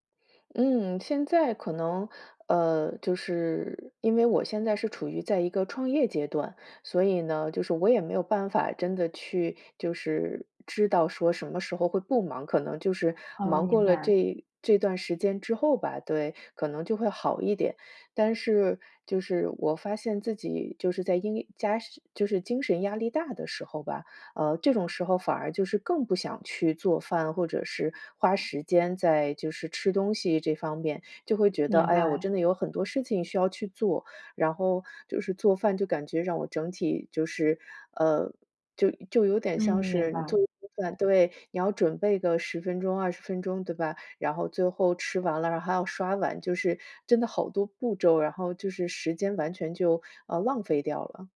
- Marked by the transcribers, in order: none
- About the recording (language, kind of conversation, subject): Chinese, advice, 我怎样在预算有限的情况下吃得更健康？